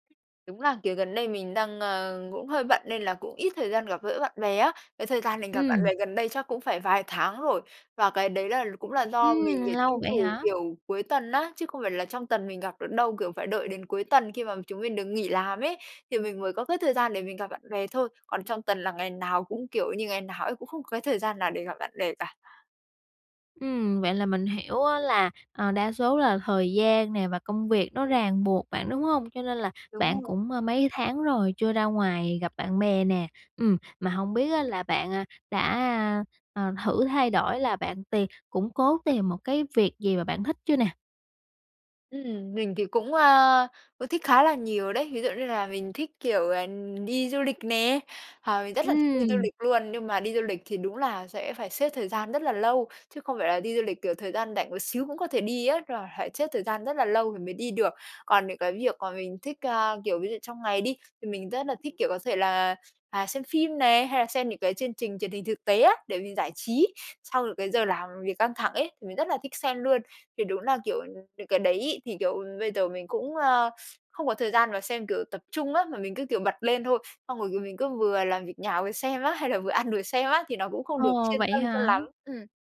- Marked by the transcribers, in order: tapping
- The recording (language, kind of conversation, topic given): Vietnamese, advice, Làm thế nào để tôi thoát khỏi lịch trình hằng ngày nhàm chán và thay đổi thói quen sống?